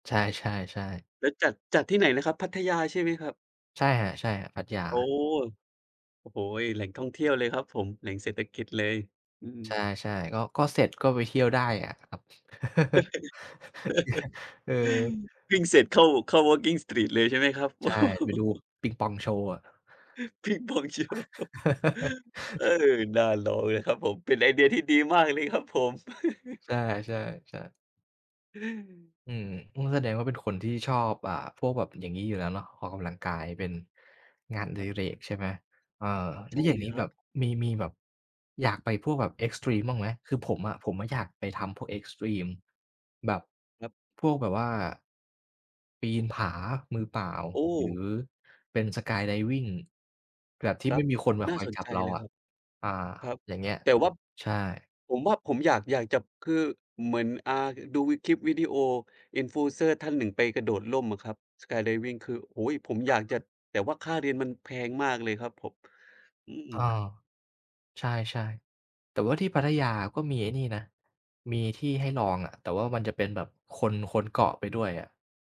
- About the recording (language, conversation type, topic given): Thai, unstructured, งานอดิเรกอะไรช่วยให้คุณรู้สึกผ่อนคลาย?
- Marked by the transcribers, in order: laugh; other background noise; laugh; laugh; chuckle; tapping; in English: "เอ็กซ์ตรีม"; in English: "เอ็กซ์ตรีม"; in English: "Skydiving"; "Influencer" said as "influcer"; in English: "Skydiving"; unintelligible speech